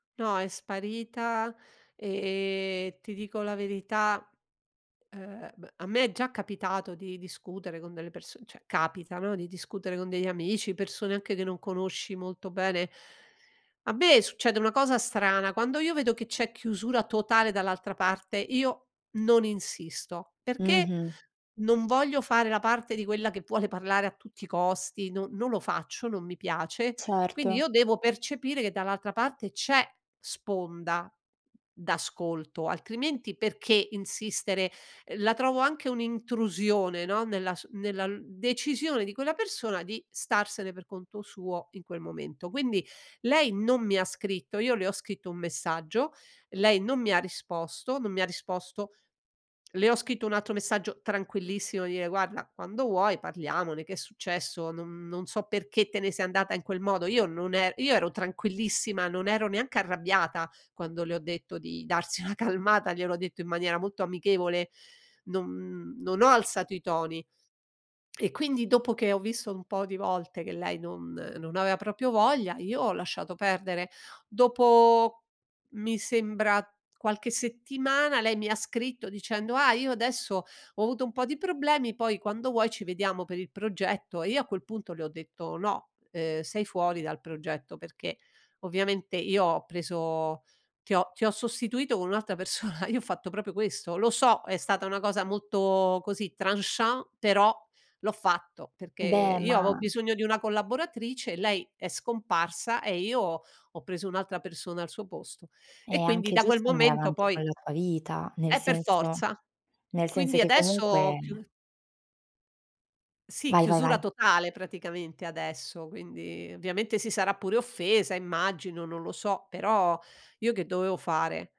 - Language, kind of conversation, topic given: Italian, advice, Puoi descrivere un litigio con un amico stretto?
- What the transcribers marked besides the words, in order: drawn out: "ehm"; "cioè" said as "ceh"; laughing while speaking: "darsi una calmata"; drawn out: "Dopo"; tapping; laughing while speaking: "persona"; in French: "tranchant"